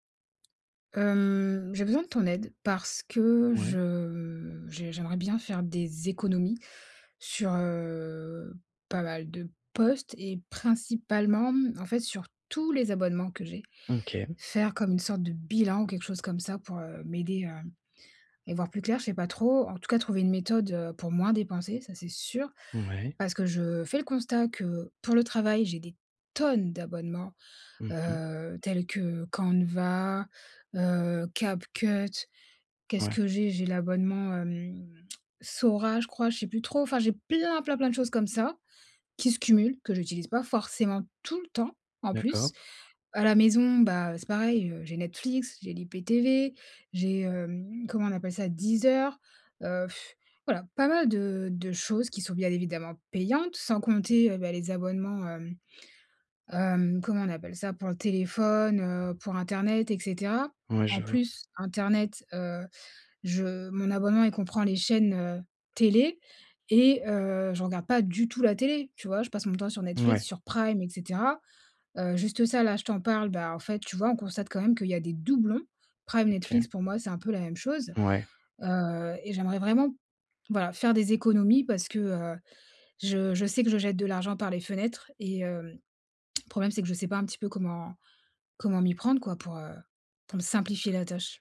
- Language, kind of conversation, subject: French, advice, Comment puis-je simplifier mes appareils et mes comptes numériques pour alléger mon quotidien ?
- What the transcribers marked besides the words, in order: other background noise; stressed: "tous"; stressed: "bilan"; "OK" said as "MK"; stressed: "sûr"; stressed: "tonnes"; exhale; stressed: "payantes"; stressed: "Prime"; stressed: "doublons"